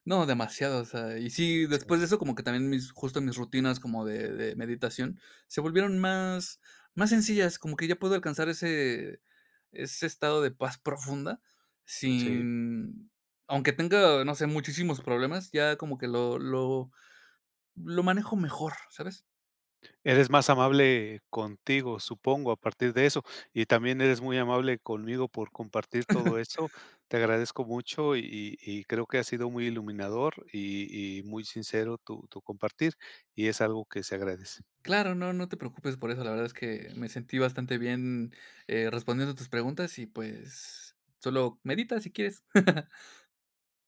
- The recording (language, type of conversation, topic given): Spanish, podcast, ¿Cómo manejar los pensamientos durante la práctica?
- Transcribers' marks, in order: other background noise; laugh; chuckle